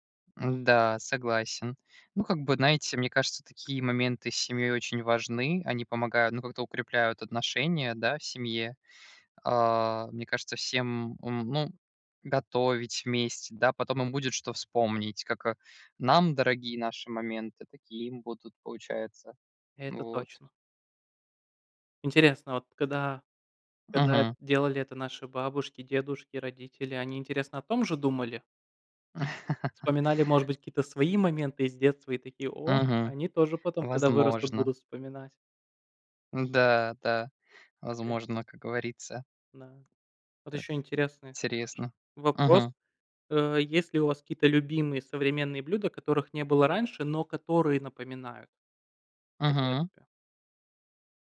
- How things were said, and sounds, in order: tapping; laugh; unintelligible speech
- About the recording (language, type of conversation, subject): Russian, unstructured, Какой вкус напоминает тебе о детстве?